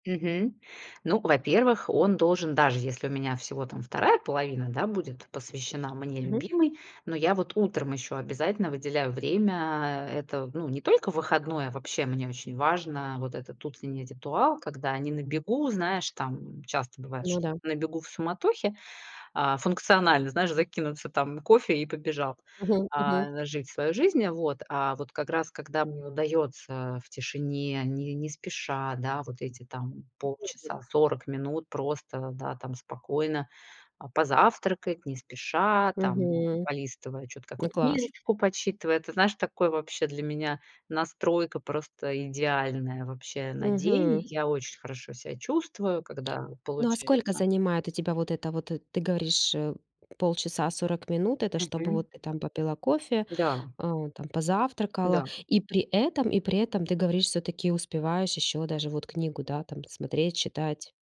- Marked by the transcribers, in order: unintelligible speech
- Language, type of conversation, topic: Russian, podcast, Чем ты обычно занимаешься, чтобы хорошо провести выходной день?
- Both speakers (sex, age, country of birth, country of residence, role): female, 35-39, Ukraine, Spain, host; female, 40-44, Russia, Mexico, guest